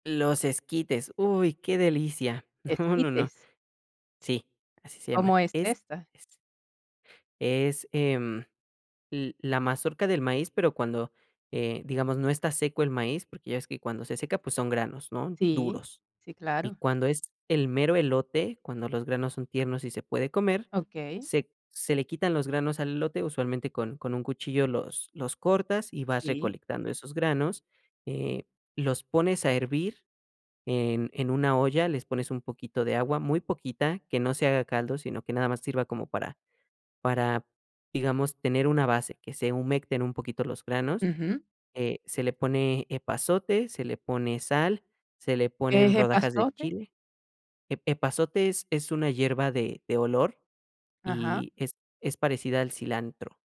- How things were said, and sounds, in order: none
- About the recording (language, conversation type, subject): Spanish, podcast, ¿Qué tradiciones unen más a tu familia?